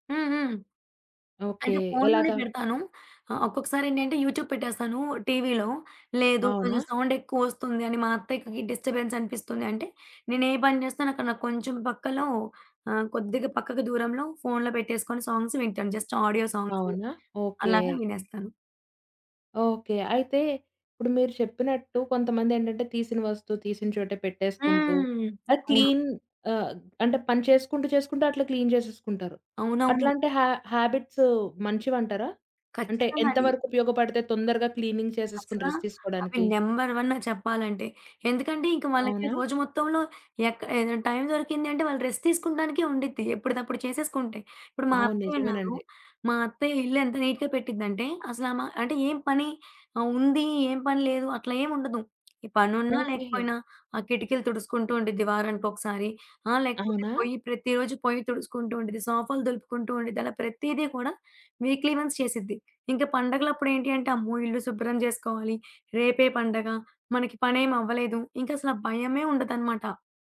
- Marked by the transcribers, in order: in English: "యూట్యూబ్"; other background noise; in English: "డిస్టర్బెన్స్"; in English: "సాంగ్స్"; in English: "జస్ట్ ఆడియో సాంగ్స్"; in English: "క్లీన్"; in English: "క్లీన్"; in English: "క్లీనింగ్"; in English: "రెస్ట్"; in English: "నంబర్ 1"; in English: "రెస్ట్"; in English: "నీట్‌గా"; in English: "వీక్లీ వన్స్"
- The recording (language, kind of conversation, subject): Telugu, podcast, 10 నిమిషాల్లో రోజూ ఇల్లు సర్దేసేందుకు మీ చిట్కా ఏమిటి?